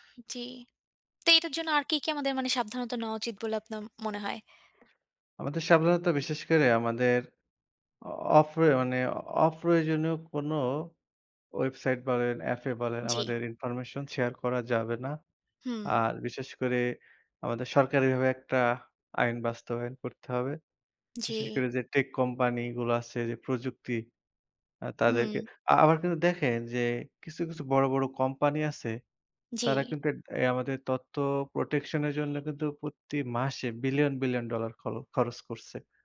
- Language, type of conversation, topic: Bengali, unstructured, আপনার কি মনে হয় প্রযুক্তি আমাদের ব্যক্তিগত গোপনীয়তাকে হুমকির মুখে ফেলছে?
- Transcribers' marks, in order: tapping; horn